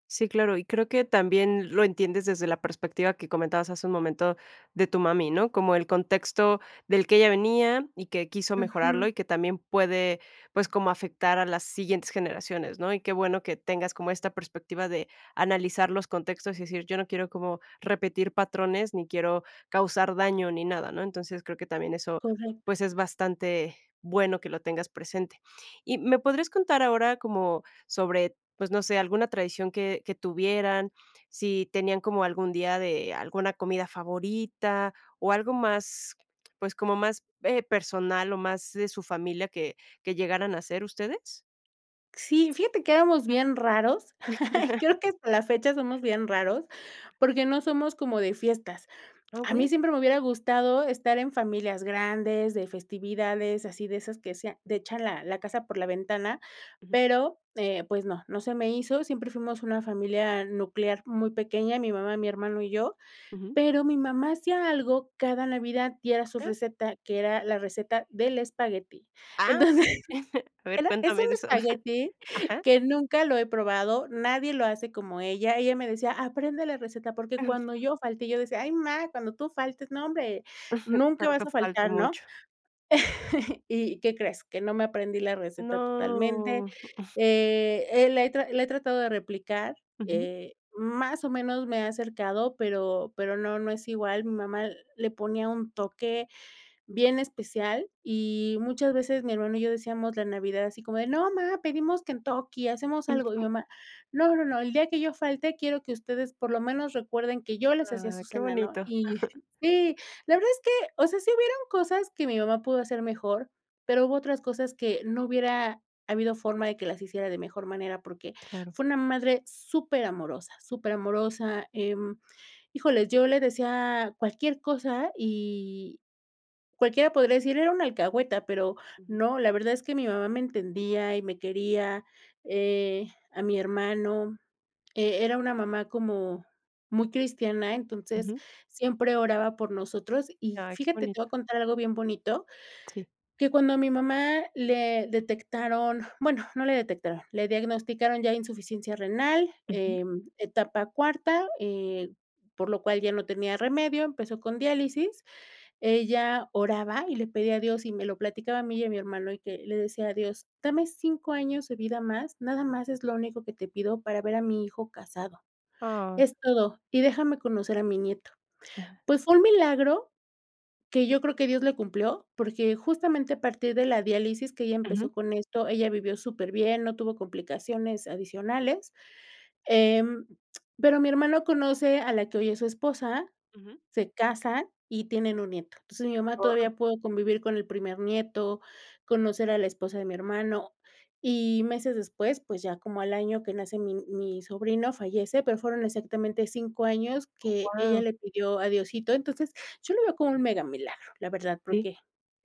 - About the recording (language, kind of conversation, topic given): Spanish, podcast, ¿Cómo era la dinámica familiar en tu infancia?
- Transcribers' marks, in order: laugh; laughing while speaking: "Entonces"; laughing while speaking: "A ver cuéntame de eso"; chuckle; laugh; drawn out: "No"; chuckle; laughing while speaking: "Ajá"; sad: "Ah"; other noise